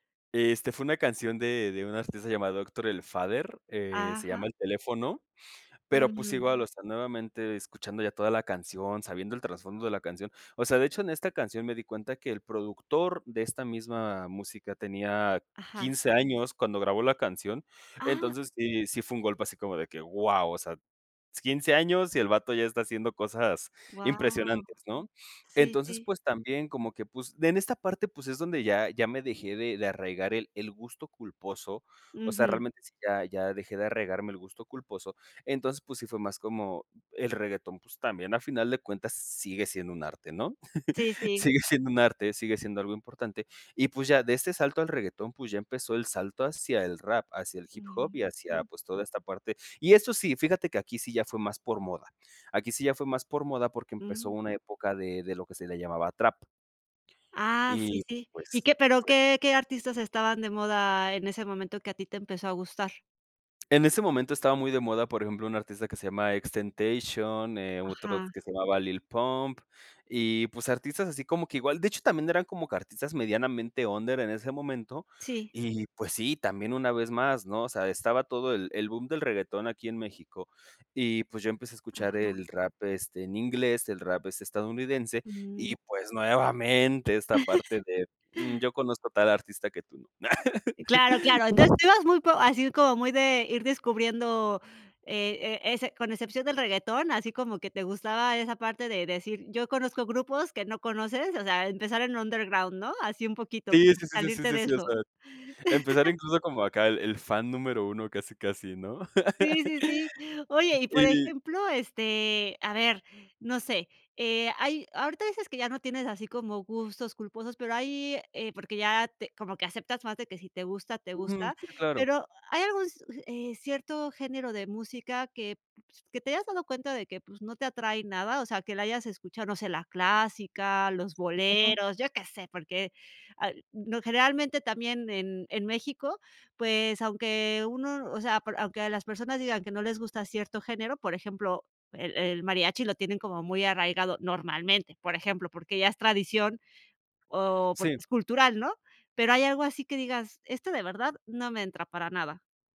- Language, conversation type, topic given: Spanish, podcast, ¿Cómo describirías la banda sonora de tu vida?
- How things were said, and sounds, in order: tapping; laughing while speaking: "sigue siendo"; chuckle; laugh; lip trill; other noise; laugh; laugh; giggle